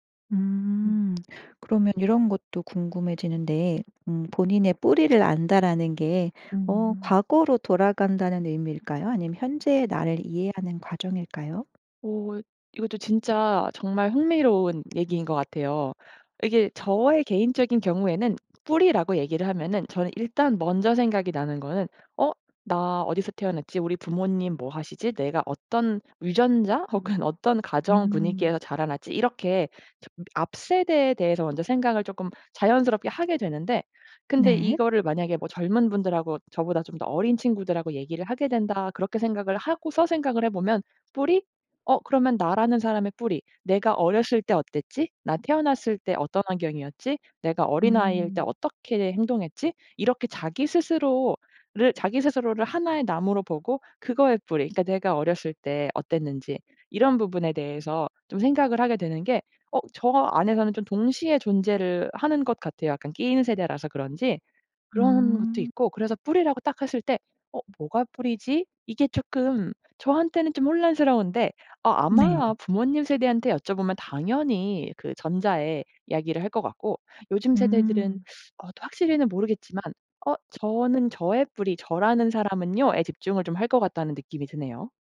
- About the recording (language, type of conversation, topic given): Korean, podcast, 세대에 따라 ‘뿌리’를 바라보는 관점은 어떻게 다른가요?
- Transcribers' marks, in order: tapping; other background noise; laughing while speaking: "혹은"